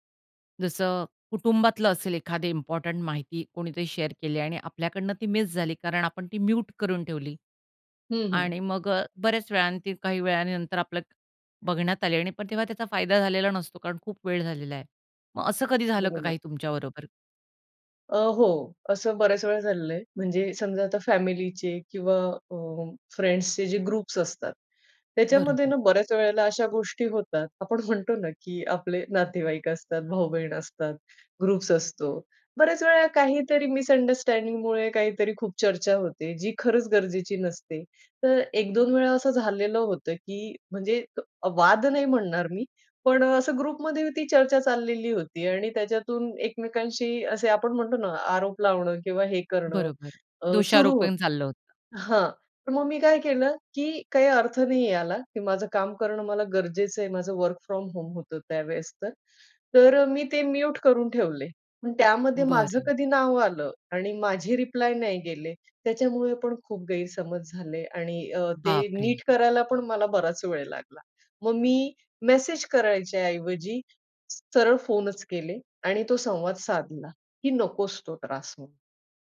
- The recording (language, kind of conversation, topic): Marathi, podcast, सूचनांवर तुम्ही नियंत्रण कसे ठेवता?
- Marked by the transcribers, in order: in English: "इम्पॉर्टंट"; in English: "शेअर"; in English: "म्यूट"; in English: "फ्रेंड्सचे"; in English: "ग्रुप्स"; laughing while speaking: "आपण म्हणतो ना"; in English: "ग्रुप्स"; in English: "मिसअंडरस्टँडिंगमुळे"; in English: "ग्रुपमध्ये"; tapping; in English: "वर्क फ्रॉम होम"; in English: "म्युट"